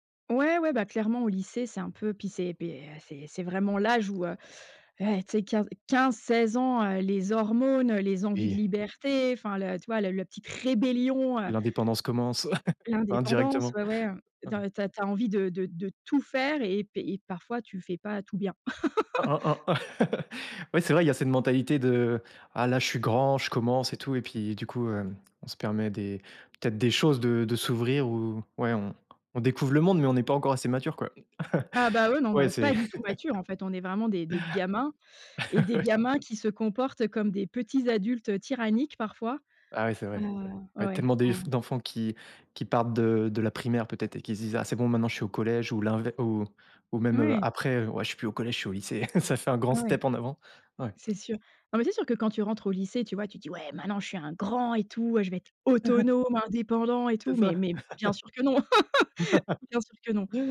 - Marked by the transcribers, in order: stressed: "rébellion"; chuckle; laugh; laugh; laugh; tapping; laughing while speaking: "Ouais"; other background noise; chuckle; chuckle; stressed: "autonome"; laugh
- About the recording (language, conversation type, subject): French, podcast, Quel conseil donnerais-tu à ton toi de quinze ans ?